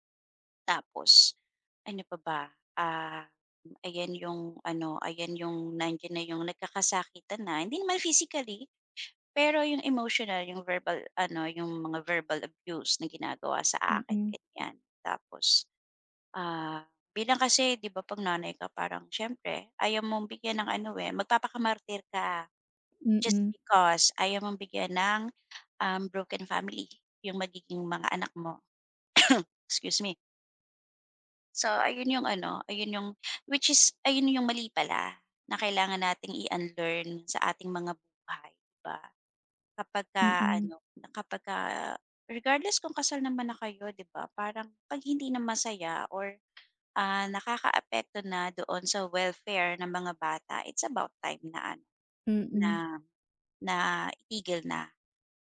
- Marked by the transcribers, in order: in English: "verbal abuse"; in English: "just because"; cough; other noise; in English: "regardless"; in English: "welfare"; in English: "it's about time"
- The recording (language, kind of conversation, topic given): Filipino, podcast, Ano ang nag-udyok sa iyo na baguhin ang pananaw mo tungkol sa pagkabigo?